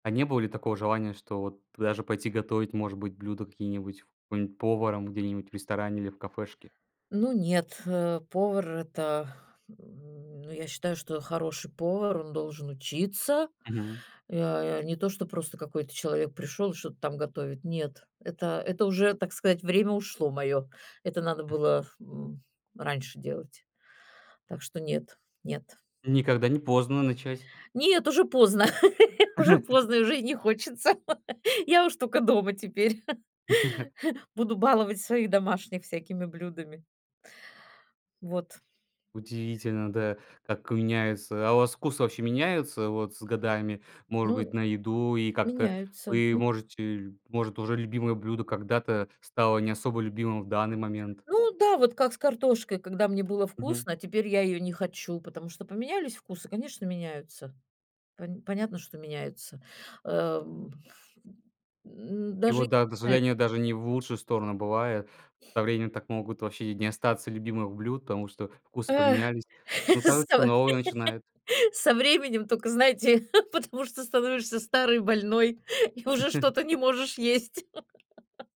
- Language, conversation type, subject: Russian, podcast, Какое ваше любимое домашнее блюдо?
- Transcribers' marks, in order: tapping; laugh; chuckle; laugh; laughing while speaking: "Я уж только дома теперь"; laugh; chuckle; laugh; laughing while speaking: "со со временем тока, знаете … не можешь есть"; chuckle; laugh